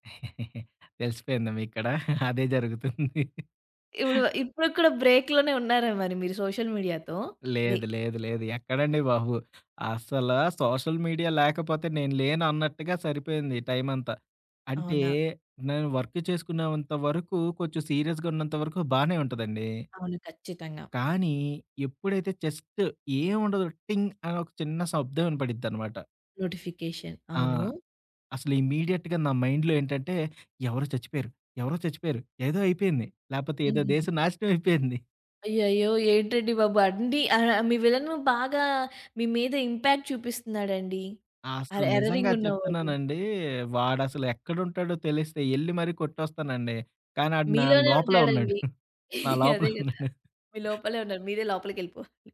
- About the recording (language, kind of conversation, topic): Telugu, podcast, స్మార్ట్‌ఫోన్ లేదా సామాజిక మాధ్యమాల నుంచి కొంత విరామం తీసుకోవడం గురించి మీరు ఎలా భావిస్తారు?
- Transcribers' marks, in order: chuckle; laughing while speaking: "అదే జరుగుతుంది"; in English: "బ్రేక్‌లోనే"; in English: "సోషల్ మీడియాతో"; in English: "సోషల్ మీడియా"; in English: "వర్క్"; in English: "నోటిఫికేషన్"; in English: "ఇమీడియట్‌గా"; in English: "మైండ్‌లో"; in English: "ఇంపాక్ట్"; chuckle; laughing while speaking: "నా లోపలే ఉన్నాడు"; giggle